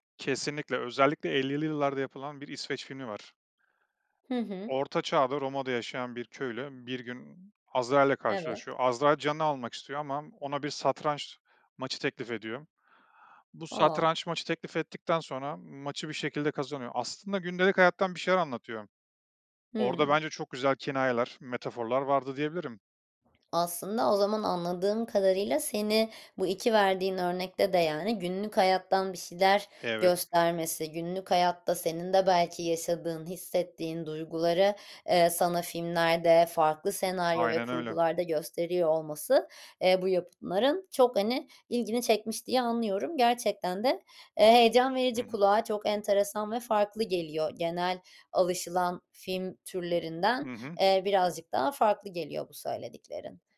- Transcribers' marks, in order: other background noise
- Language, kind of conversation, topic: Turkish, podcast, Hobini günlük rutinine nasıl sığdırıyorsun?